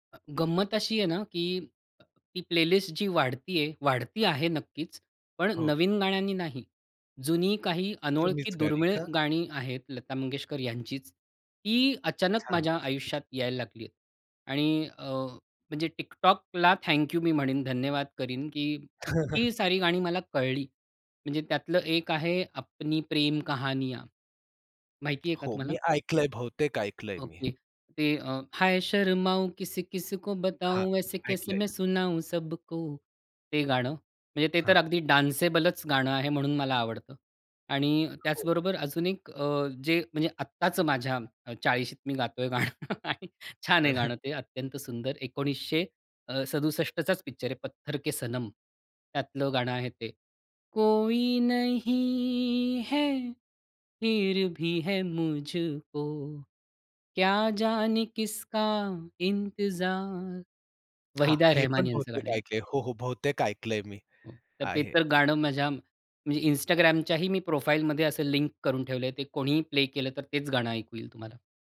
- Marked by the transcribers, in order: in English: "प्लेलिस्ट"; tapping; unintelligible speech; other background noise; chuckle; in Hindi: "अपनी प्रेम कहानियाँ"; singing: "हाय शर्माऊ किसी-किसी को बताऊ, ऐसे कैसे मैं सुनाऊं सबको"; in Hindi: "हाय शर्माऊ किसी-किसी को बताऊ, ऐसे कैसे मैं सुनाऊं सबको"; in English: "डान्सेबलच"; laughing while speaking: "अरे!"; laughing while speaking: "गाणं आणि छान आहे"; singing: "कोई नहीं है, फिर भी है मुझको, क्या जाने किसका इंतजार"; in Hindi: "कोई नहीं है, फिर भी है मुझको, क्या जाने किसका इंतजार"; in English: "प्रोफाइलमध्ये"
- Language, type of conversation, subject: Marathi, podcast, तुझ्या आयुष्यातल्या प्रत्येक दशकाचं प्रतिनिधित्व करणारे एक-एक गाणं निवडायचं झालं, तर तू कोणती गाणी निवडशील?